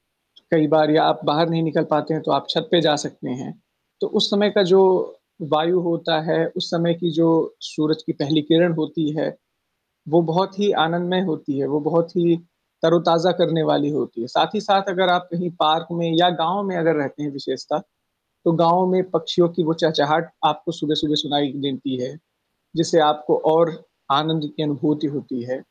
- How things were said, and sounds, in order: static; other background noise
- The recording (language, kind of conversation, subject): Hindi, unstructured, आप सुबह जल्दी उठना पसंद करते हैं या देर तक सोना?
- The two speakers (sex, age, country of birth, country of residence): female, 30-34, India, India; male, 25-29, India, India